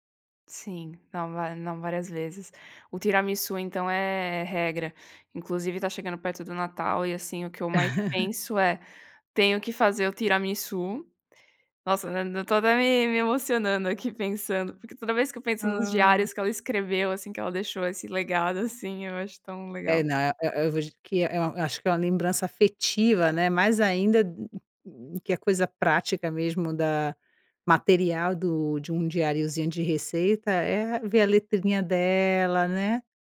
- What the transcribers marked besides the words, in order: laugh
- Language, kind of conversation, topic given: Portuguese, podcast, Tem alguma receita de família que virou ritual?